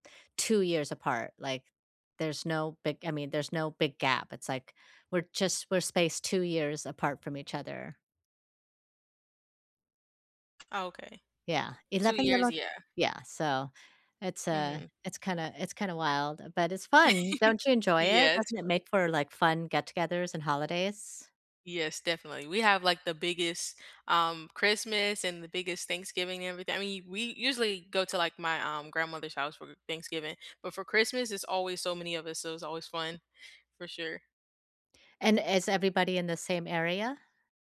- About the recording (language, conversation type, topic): English, unstructured, Why do people stay in unhealthy relationships?
- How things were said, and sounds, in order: other background noise; chuckle; tapping